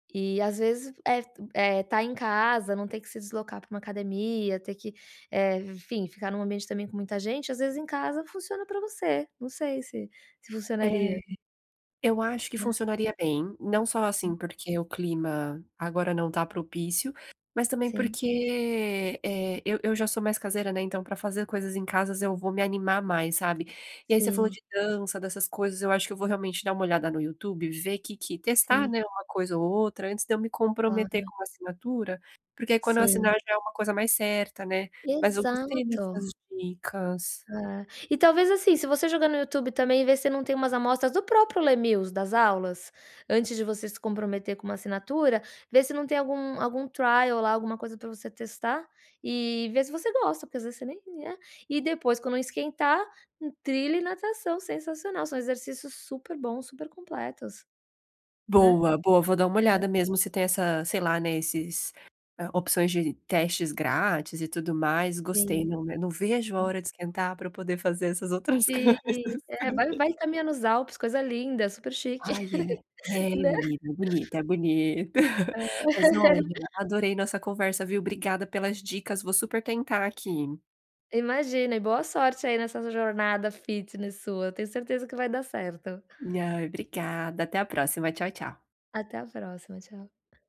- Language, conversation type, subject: Portuguese, advice, Como posso interromper ciclos de comportamento negativos na minha vida?
- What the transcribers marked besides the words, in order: unintelligible speech; in English: "trial"; "né" said as "nié"; tapping; laughing while speaking: "coisas, sabe"; laugh; in English: "fitness"